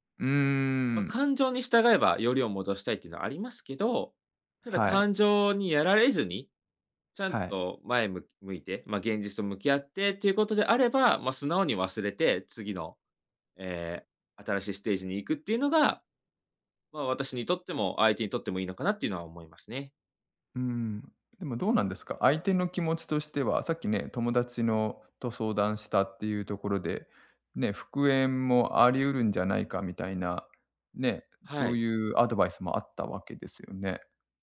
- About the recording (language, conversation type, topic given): Japanese, advice, SNSで元パートナーの投稿を見てしまい、つらさが消えないのはなぜですか？
- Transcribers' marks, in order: none